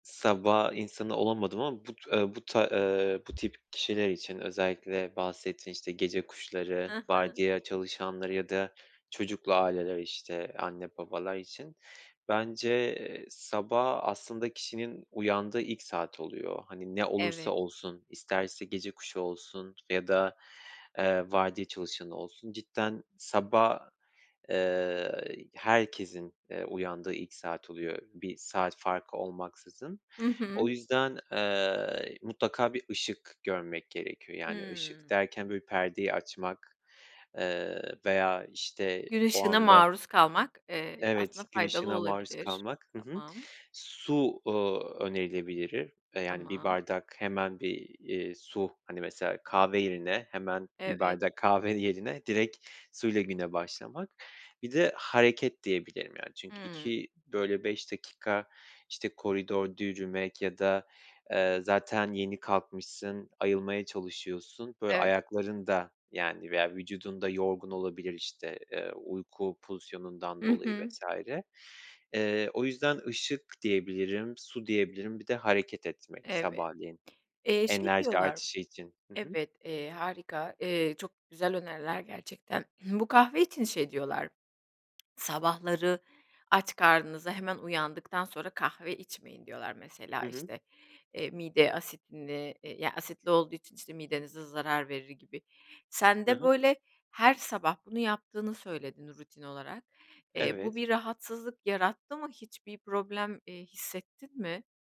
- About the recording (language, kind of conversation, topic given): Turkish, podcast, Sabah enerjini yükseltmek için neler yaparsın?
- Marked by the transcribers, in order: tapping; "önerilebilir" said as "önerilebilirir"; other background noise